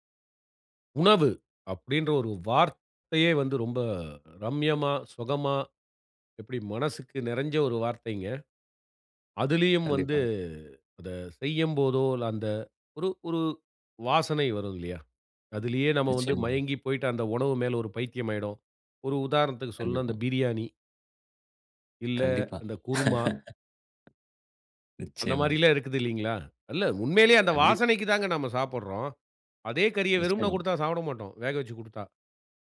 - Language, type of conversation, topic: Tamil, podcast, உணவின் வாசனை உங்கள் உணர்வுகளை எப்படித் தூண்டுகிறது?
- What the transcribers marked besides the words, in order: laugh; tapping